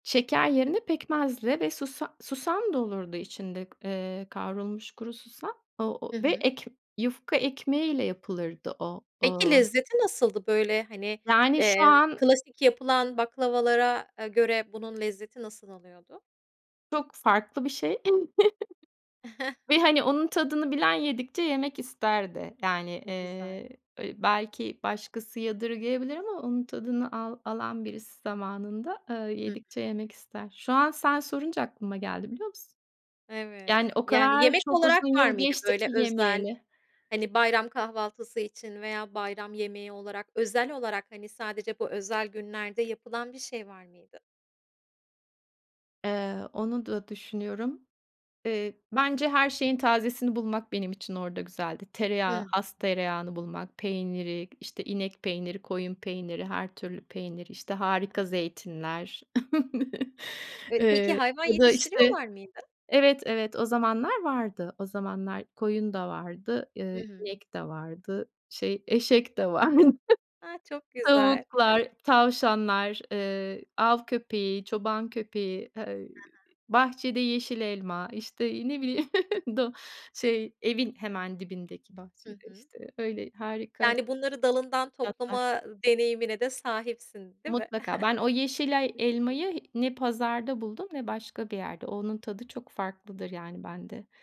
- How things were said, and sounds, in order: other background noise; tapping; chuckle; chuckle; laughing while speaking: "vardı"; chuckle; laughing while speaking: "bileyim"; chuckle; unintelligible speech; chuckle
- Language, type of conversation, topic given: Turkish, podcast, Sence yemekle anılar arasında nasıl bir bağ var?